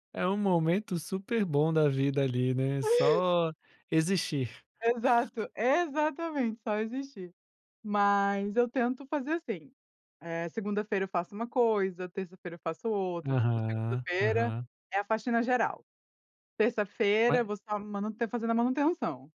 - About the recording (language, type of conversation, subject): Portuguese, podcast, Como equilibrar lazer e responsabilidades do dia a dia?
- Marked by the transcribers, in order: none